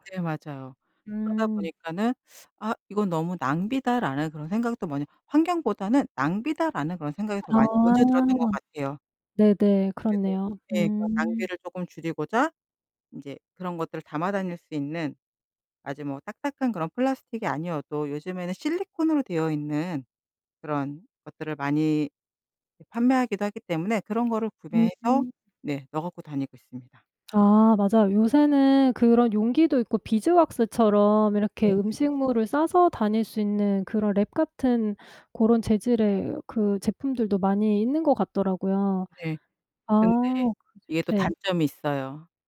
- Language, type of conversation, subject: Korean, podcast, 플라스틱 사용을 현실적으로 줄일 수 있는 방법은 무엇인가요?
- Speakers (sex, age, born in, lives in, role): female, 45-49, South Korea, United States, host; female, 50-54, South Korea, United States, guest
- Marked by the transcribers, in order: teeth sucking; other background noise